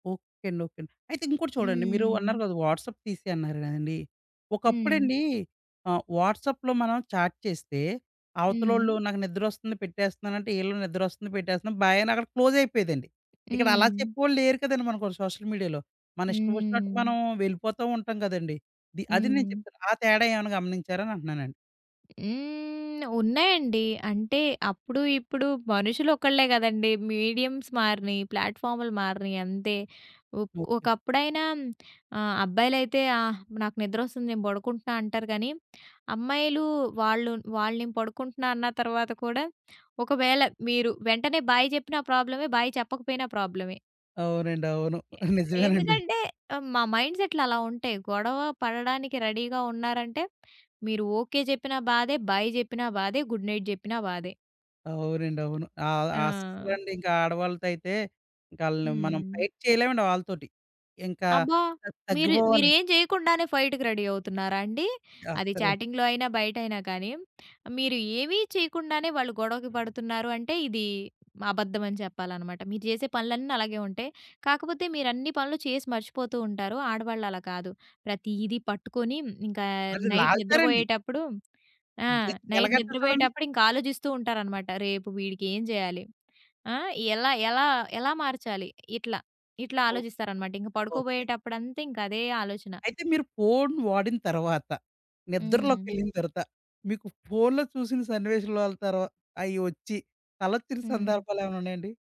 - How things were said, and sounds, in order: in English: "వాట్సాప్"; in English: "వాట్సాప్‌లో"; in English: "చాట్"; in English: "క్లోజ్"; other background noise; in English: "సోషల్ మీడియాలో"; in English: "మీడియమ్స్"; in English: "ప్లాట్‌ఫామ్‌లు"; laughing while speaking: "నిజమేనండి"; in English: "రెడీ‌గా"; in English: "గుడ్ నైట్"; in English: "ఫైట్"; in English: "ఫైట్‌కి రెడీ"; in English: "చాటింగ్‌లో"; in English: "నైట్"; in English: "నైట్"
- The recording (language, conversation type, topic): Telugu, podcast, మీరు నిద్రకు ముందు ఫోన్ వాడితే మీ నిద్రలో ఏవైనా మార్పులు గమనిస్తారా?